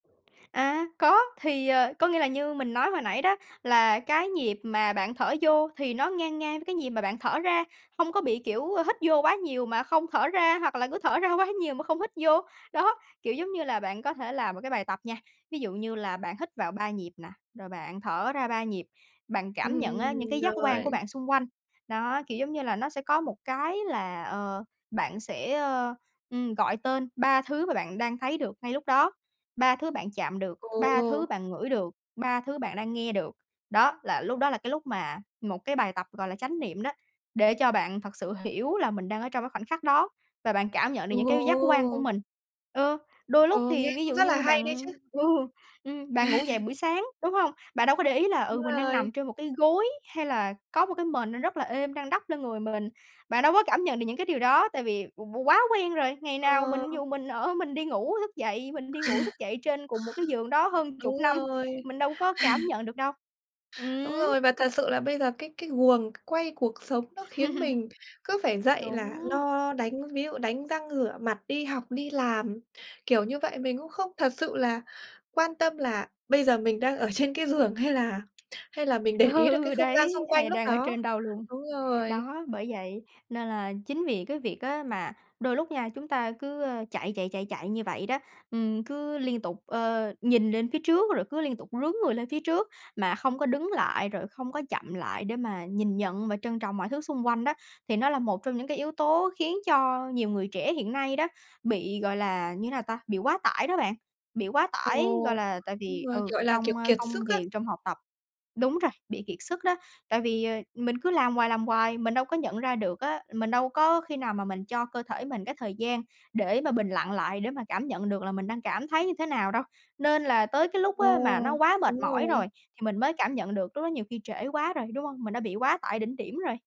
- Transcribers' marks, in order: tapping; laughing while speaking: "thở ra quá nhiều"; laughing while speaking: "Đó"; other background noise; laughing while speaking: "ừ"; laugh; laugh; laugh; laugh; laughing while speaking: "trên"; laughing while speaking: "Ừ, đấy"
- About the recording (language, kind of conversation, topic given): Vietnamese, podcast, Bạn định nghĩa chánh niệm một cách đơn giản như thế nào?